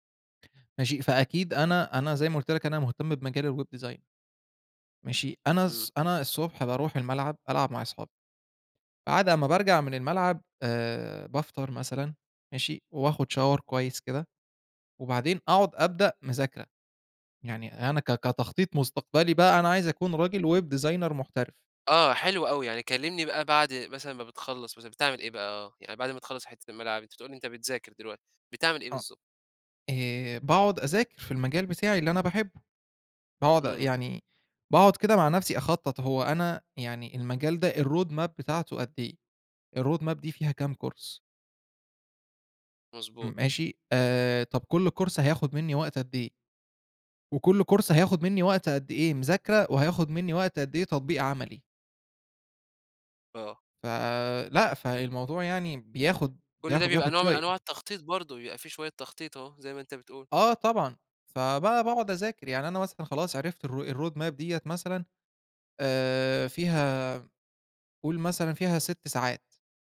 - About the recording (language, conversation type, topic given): Arabic, podcast, إزاي بتوازن بين استمتاعك اليومي وخططك للمستقبل؟
- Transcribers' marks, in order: in English: "الweb design"; in English: "Shower"; in English: "web designer"; in English: "الroad map"; in English: "الroad map"; in English: "كورس؟"; in English: "كورس"; in English: "كورس"; in English: "الroad map ال-ro"